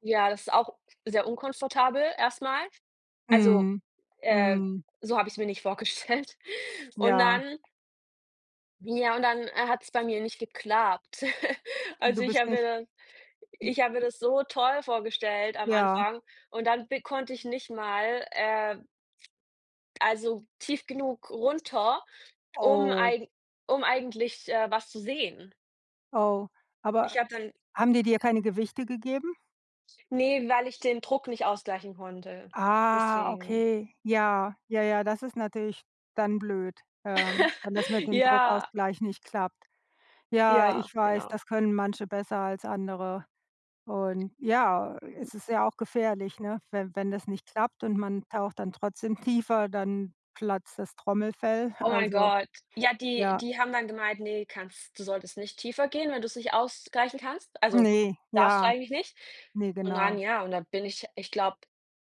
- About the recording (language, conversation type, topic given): German, unstructured, Welche Sportarten machst du am liebsten und warum?
- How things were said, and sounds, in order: other background noise; laughing while speaking: "vorgestellt"; chuckle; stressed: "toll"; other noise; drawn out: "Ah"; chuckle; laughing while speaking: "tiefer"